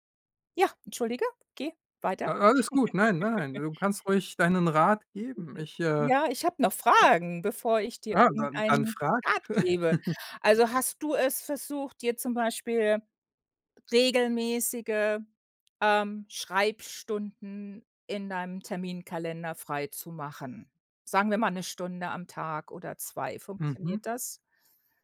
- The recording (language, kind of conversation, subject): German, advice, Wie schiebst du deine kreativen Projekte auf?
- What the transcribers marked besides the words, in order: tapping; giggle; unintelligible speech; other background noise; giggle